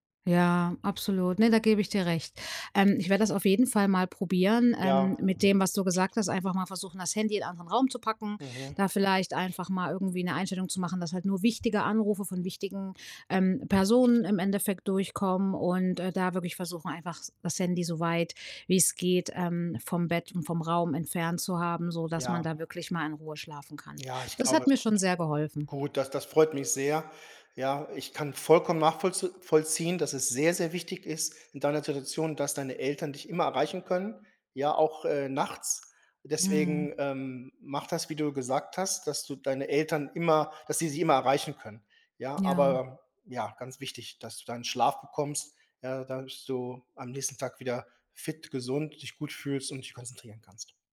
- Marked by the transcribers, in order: other background noise; background speech
- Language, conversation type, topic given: German, advice, Warum schwanken meine Schlafenszeiten so stark, und wie finde ich einen festen Schlafrhythmus?